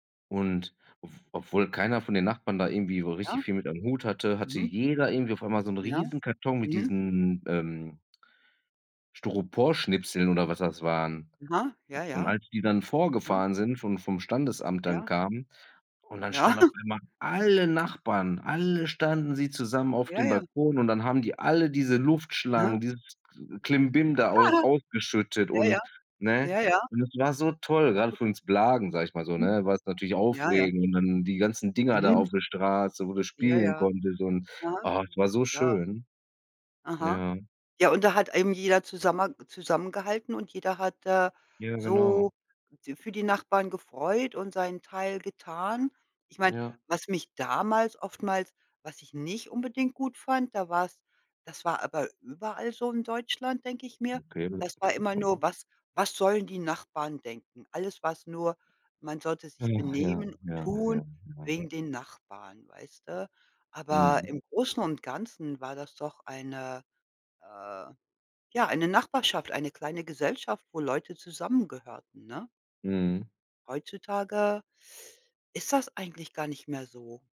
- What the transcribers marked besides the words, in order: laughing while speaking: "Ja"; stressed: "alle"; unintelligible speech; chuckle; unintelligible speech; tapping
- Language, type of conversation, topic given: German, unstructured, Was macht für dich eine gute Nachbarschaft aus?